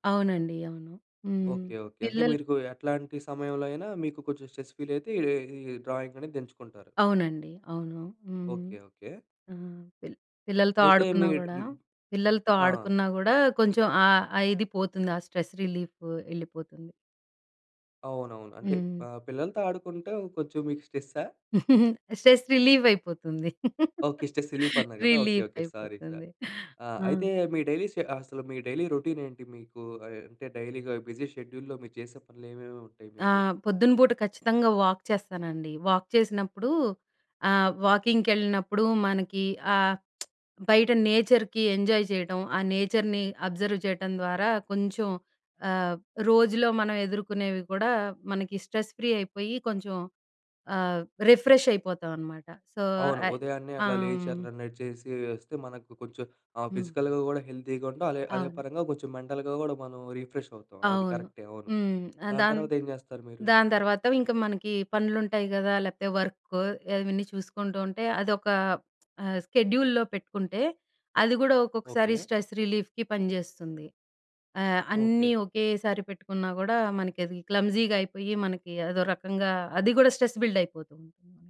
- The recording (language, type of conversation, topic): Telugu, podcast, బిజీ షెడ్యూల్లో హాబీకి సమయం ఎలా కేటాయించుకోవాలి?
- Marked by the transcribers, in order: in English: "స్ట్రెస్ ఫీల్"; in English: "డ్రాయింగ్"; other background noise; in English: "స్ట్రెస్ రిలీఫ్"; "స్ట్రెస్సా" said as "స్టెస్సా"; chuckle; in English: "స్ట్రెస్"; in English: "స్టెస్"; "స్ట్రెస్" said as "స్టెస్"; "రిలీఫన్నా" said as "రిలీపన్నా"; laughing while speaking: "రిలీఫైపోతుంది"; in English: "డైలీ"; in English: "డైలీ"; in English: "డైలీగా బిజీ షెడ్యూల్‌లో"; in English: "వాక్"; in English: "వాక్"; in English: "వాకింగ్‌కెళ్ళినప్పుడు"; lip smack; in English: "నేచర్‌కి ఎంజాయ్"; in English: "నేచర్‌ని, అబ్జర్వ్"; in English: "స్ట్రెస్ ఫ్రీ"; in English: "సో"; in English: "ఫిజికల్‌గా"; in English: "హెల్తీగా"; tapping; in English: "మెంటల్‌గా"; "ఇవన్నీ" said as "యవన్నీ"; other noise; in English: "స్ట్రెస్ రిలీఫ్‌కి"; in English: "క్లమ్జీగా"; in English: "స్ట్రెస్"